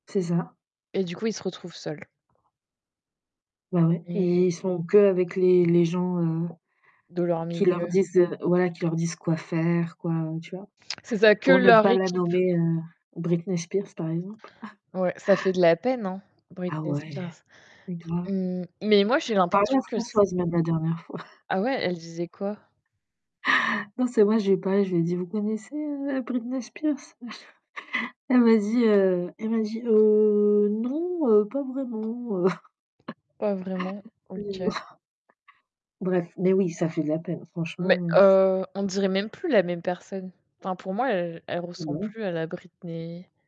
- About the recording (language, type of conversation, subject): French, unstructured, Préféreriez-vous être célèbre mais pauvre, ou inconnu mais riche ?
- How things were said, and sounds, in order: distorted speech; other background noise; tapping; chuckle; chuckle; chuckle; put-on voice: "Heu, non, heu, pas vraiment, heu"; chuckle; unintelligible speech; scoff